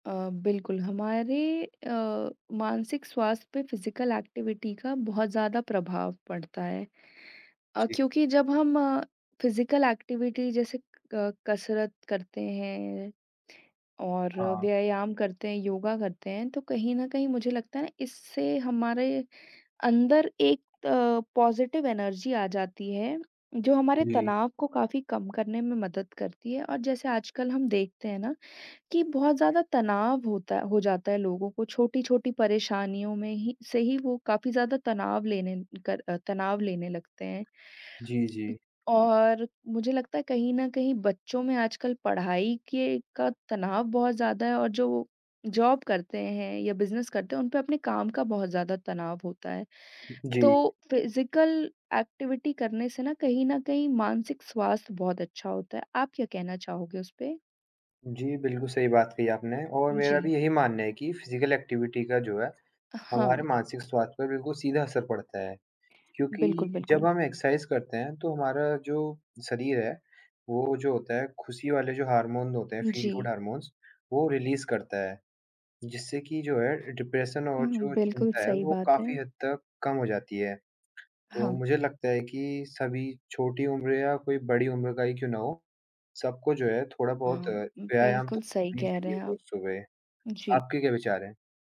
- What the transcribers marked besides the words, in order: in English: "फिज़िकल एक्टिविटी"; in English: "फिज़िकल एक्टिविटी"; tapping; in English: "पॉज़िटिव एनर्जी"; other noise; in English: "जॉब"; in English: "फिज़िकल एक्टिविटी"; in English: "फिज़िकल एक्टिविटी"; in English: "एक्सरसाइज़"; in English: "हार्मोन"; in English: "फील गुड हार्मोन्स"; in English: "रिलीज़"; in English: "डिप्रेशन"
- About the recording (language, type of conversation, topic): Hindi, unstructured, शारीरिक गतिविधि का मानसिक स्वास्थ्य पर क्या प्रभाव पड़ता है?
- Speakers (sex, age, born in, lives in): female, 25-29, India, India; male, 18-19, India, India